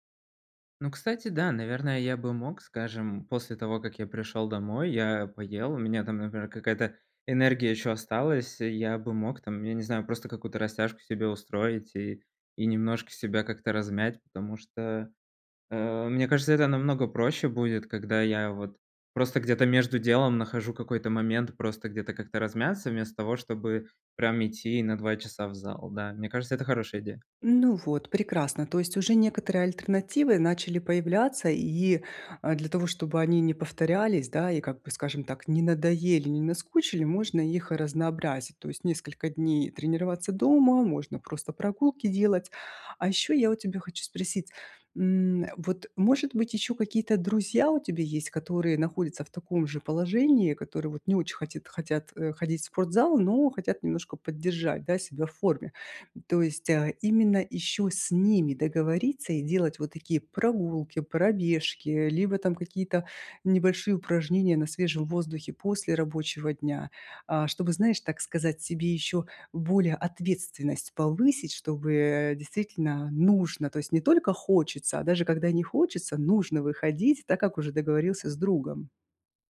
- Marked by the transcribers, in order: tapping; stressed: "нужно"; stressed: "нужно"
- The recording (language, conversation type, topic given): Russian, advice, Как сохранить привычку заниматься спортом при частых изменениях расписания?